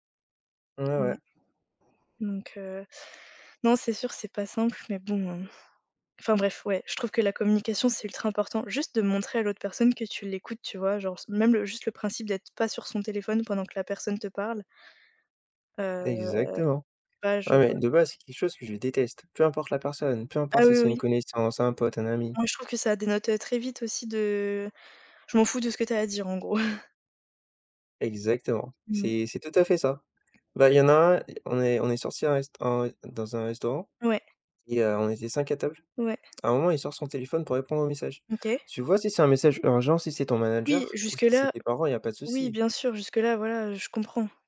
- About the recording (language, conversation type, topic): French, unstructured, Qu’apporte la communication à une relation amoureuse ?
- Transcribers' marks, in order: other background noise; tapping; chuckle